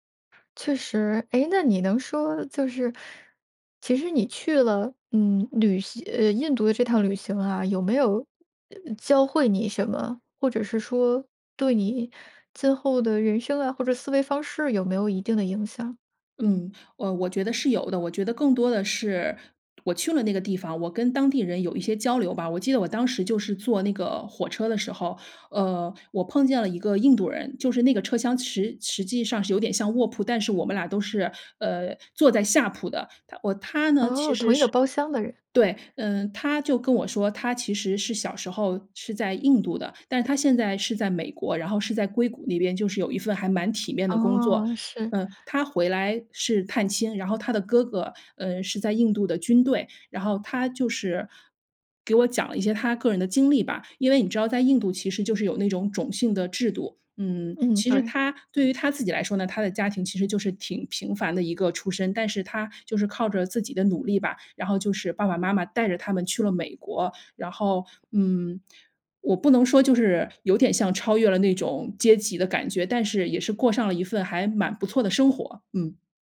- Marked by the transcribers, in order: other background noise
- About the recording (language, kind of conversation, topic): Chinese, podcast, 旅行教给你最重要的一课是什么？